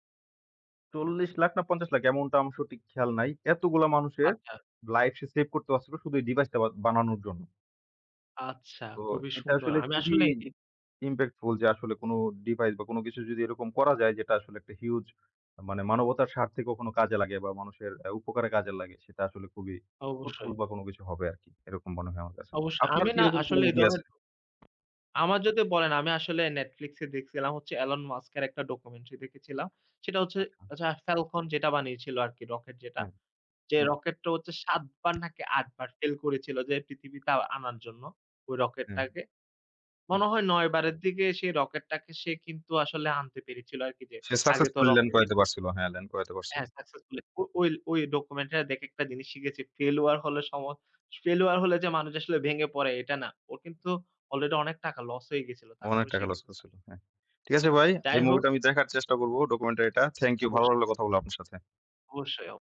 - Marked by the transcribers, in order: in English: "Impactful"; in English: "Huge"; in English: "successfully Land"; in English: "Successful"; in English: "failure"; in English: "failure"; in English: "Already"; in English: "Success"
- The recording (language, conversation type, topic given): Bengali, unstructured, আপনার জীবনে কি এমন কোনো সিনেমা দেখার অভিজ্ঞতা আছে, যা আপনাকে বদলে দিয়েছে?